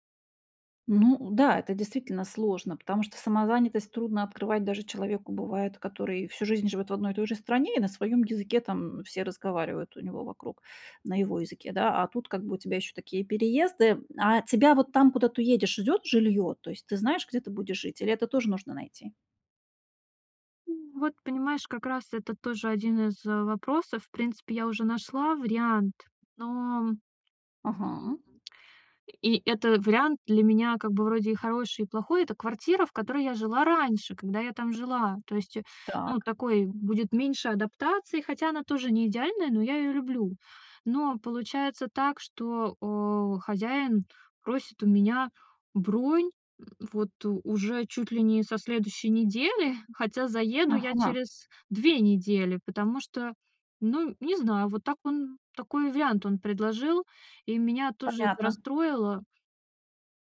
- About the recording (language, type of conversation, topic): Russian, advice, Как принимать решения, когда всё кажется неопределённым и страшным?
- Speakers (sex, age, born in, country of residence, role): female, 30-34, Russia, Estonia, user; female, 40-44, Russia, Hungary, advisor
- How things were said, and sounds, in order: tapping; other background noise